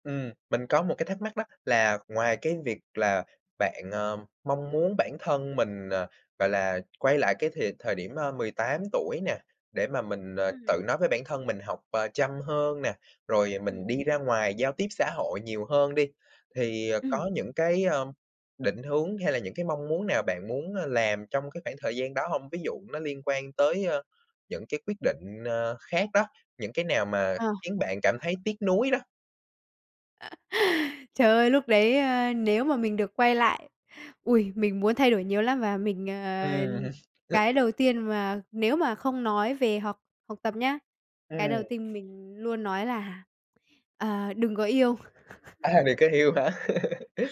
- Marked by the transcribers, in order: tapping; unintelligible speech; unintelligible speech; other background noise; chuckle; chuckle; laughing while speaking: "À"; chuckle
- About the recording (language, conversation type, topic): Vietnamese, podcast, Bạn muốn nói điều gì với chính mình ở tuổi trẻ?
- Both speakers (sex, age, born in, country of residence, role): female, 20-24, Vietnam, Vietnam, guest; male, 20-24, Vietnam, Vietnam, host